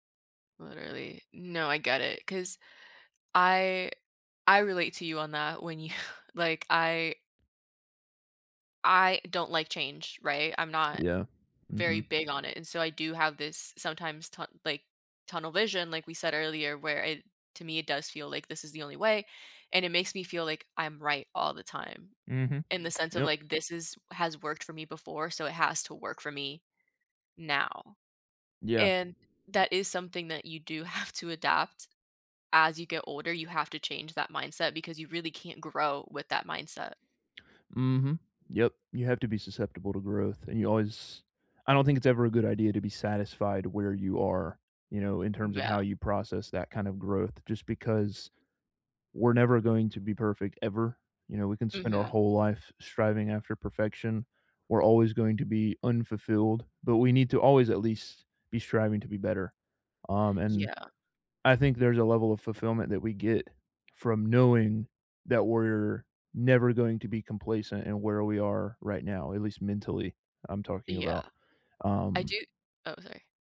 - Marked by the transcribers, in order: chuckle; background speech; tapping; laughing while speaking: "have"
- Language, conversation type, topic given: English, unstructured, How do I stay patient yet proactive when change is slow?
- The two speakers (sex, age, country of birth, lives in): female, 20-24, Dominican Republic, United States; male, 20-24, United States, United States